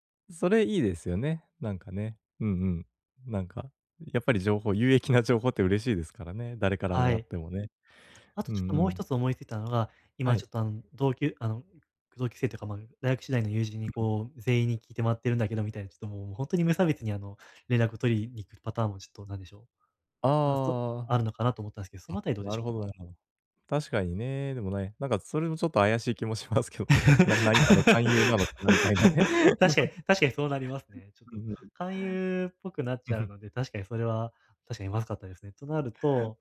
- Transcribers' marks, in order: laughing while speaking: "しますけどね"; laugh; laughing while speaking: "みたいなね"; laugh
- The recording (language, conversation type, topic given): Japanese, advice, 友達との連絡が減って距離を感じるとき、どう向き合えばいいですか?